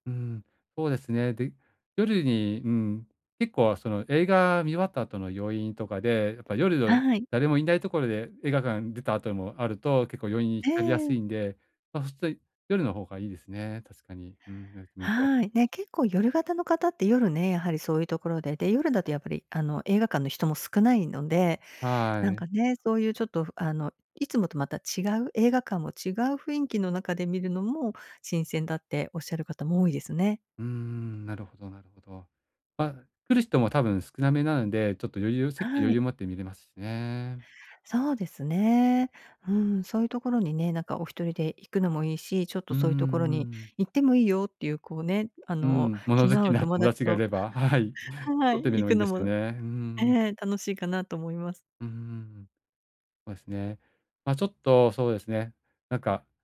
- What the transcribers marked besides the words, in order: other noise; laughing while speaking: "物好きな友達がいれば、はい"; giggle
- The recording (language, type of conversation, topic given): Japanese, advice, どうすれば趣味の時間をもっと確保できますか？